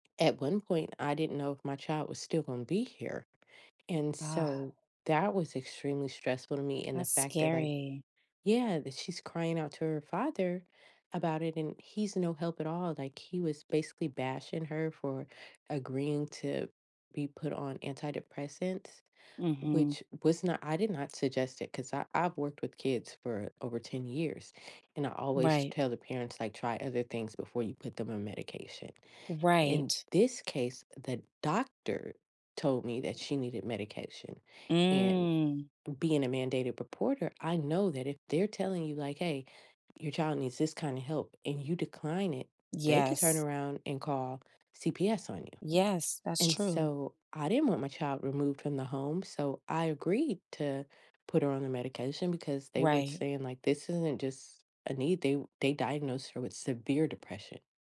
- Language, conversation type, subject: English, advice, How can I reduce stress while balancing parenting, work, and my relationship?
- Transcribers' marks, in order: sigh; other background noise; drawn out: "Mm"